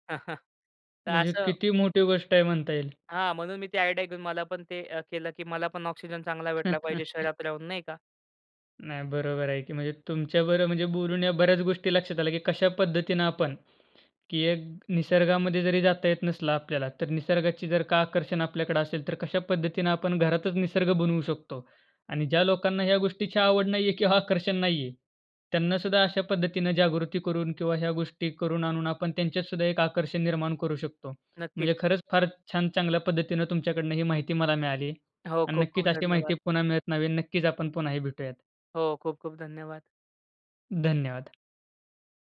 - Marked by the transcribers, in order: chuckle; chuckle; other noise; tapping
- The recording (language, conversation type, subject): Marathi, podcast, घरात साध्या उपायांनी निसर्गाविषयीची आवड कशी वाढवता येईल?